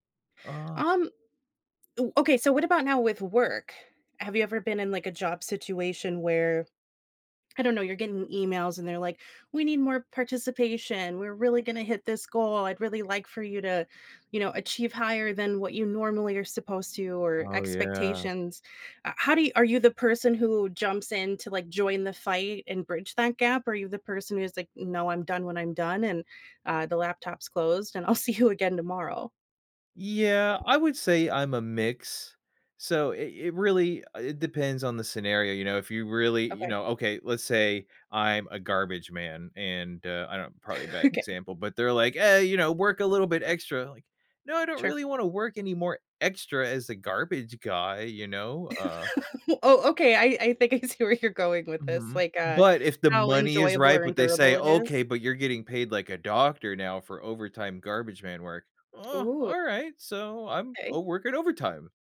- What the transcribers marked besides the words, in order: laughing while speaking: "I'll see you"; other background noise; laughing while speaking: "Okay"; laugh; laughing while speaking: "I see where"
- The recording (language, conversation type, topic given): English, unstructured, How can I make saying no feel less awkward and more natural?